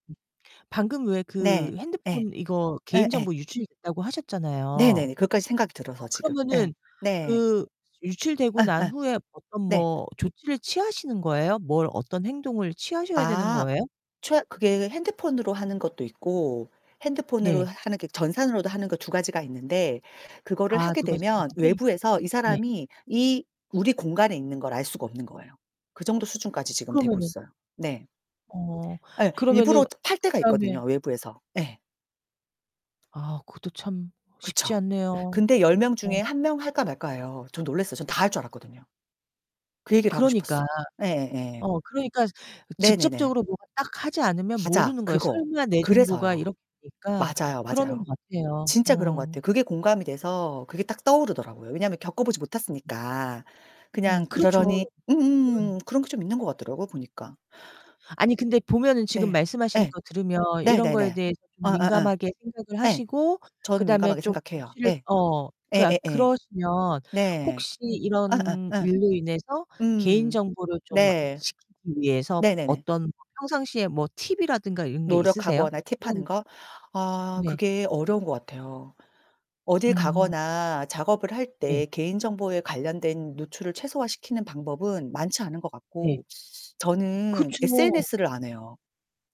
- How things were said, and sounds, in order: drawn out: "그"; other background noise; drawn out: "그"; drawn out: "아"; inhale; inhale; inhale; drawn out: "이런"; distorted speech; anticipating: "그쵸"
- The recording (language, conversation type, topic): Korean, unstructured, 개인정보가 유출된 적이 있나요, 그리고 그때 어떻게 대응하셨나요?